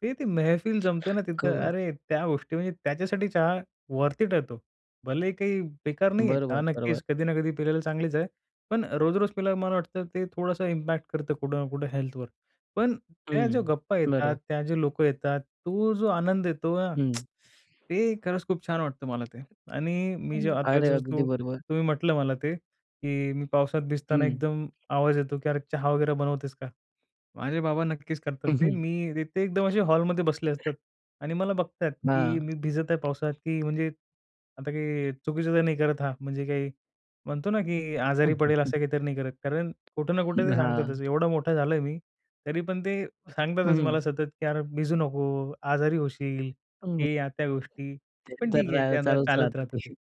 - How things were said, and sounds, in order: in English: "वर्थ इट"; other background noise; in English: "इम्पॅक्ट"; tsk; tapping; other noise; chuckle; chuckle
- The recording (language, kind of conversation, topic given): Marathi, podcast, पावसात मन शांत राहिल्याचा अनुभव तुम्हाला कसा वाटतो?
- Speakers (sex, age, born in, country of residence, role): male, 18-19, India, India, guest; male, 20-24, India, India, host